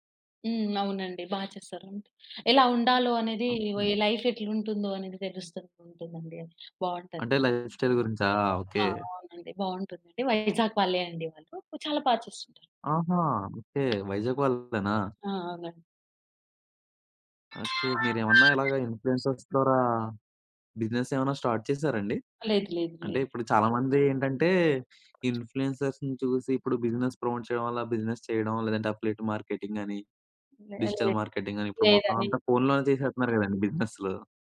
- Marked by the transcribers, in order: in English: "లైఫ్"; in English: "లైఫ్ స్టైల్"; other background noise; alarm; in English: "ఇన్‌ఫ్లుయెన్సర్స్"; in English: "బిజినెస్"; in English: "స్టార్ట్"; in English: "ఇన్‌ఫ్లుయెన్సర్స్‌ని"; in English: "బిజినెస్ ప్రమోట్"; in English: "బిజినెస్"; in English: "అఫిలియేట్ మార్కెటింగ్"; in English: "డిజిటల్ మార్కెటింగ్"
- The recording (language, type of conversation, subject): Telugu, podcast, మీరు సోషల్‌మీడియా ఇన్‌ఫ్లూఎన్సర్‌లను ఎందుకు అనుసరిస్తారు?